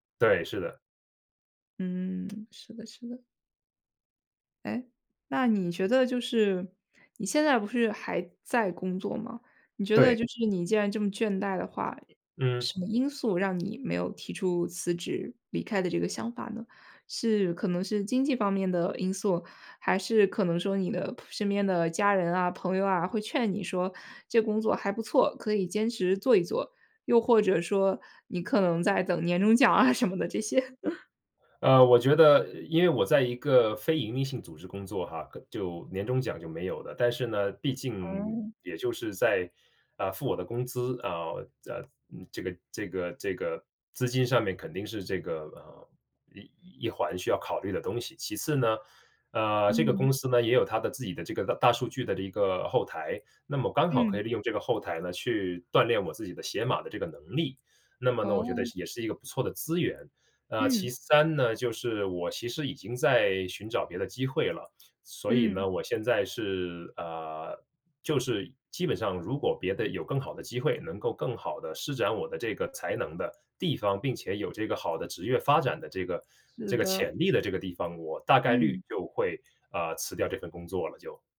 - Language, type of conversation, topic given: Chinese, podcast, 你有过职业倦怠的经历吗？
- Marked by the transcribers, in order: lip smack; other background noise; laughing while speaking: "年终奖啊，什么的这些？"; chuckle